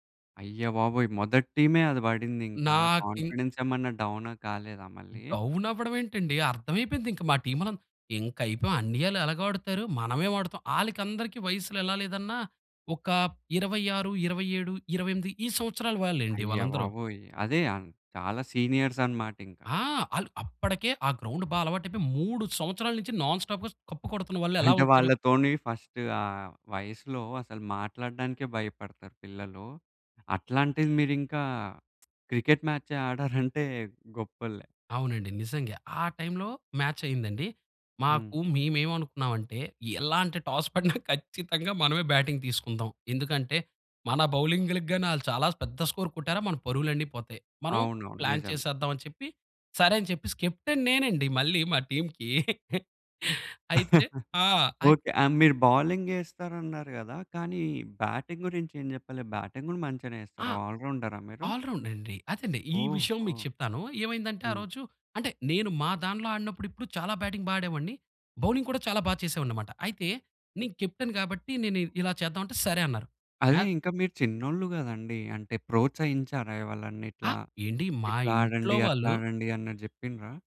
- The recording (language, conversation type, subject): Telugu, podcast, నువ్వు చిన్నప్పుడే ఆసక్తిగా నేర్చుకుని ఆడడం మొదలుపెట్టిన క్రీడ ఏదైనా ఉందా?
- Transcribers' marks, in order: other background noise; in English: "టీమ్"; in English: "గ్రౌండ్"; in English: "నాన్ స్టాప్‌గా"; in English: "క్రికెట్"; giggle; in English: "టాస్"; giggle; in English: "బ్యాటింగ్"; in English: "స్కోర్"; in English: "ప్లాన్"; in English: "కెప్టెన్"; in English: "టీమ్‌కి"; chuckle; in English: "బౌలింగ్"; in English: "బ్యాటింగ్"; in English: "బ్యాటింగ్"; in English: "ఆల్"; in English: "బ్యాటింగ్"; in English: "బౌలింగ్"; in English: "కెప్టెన్"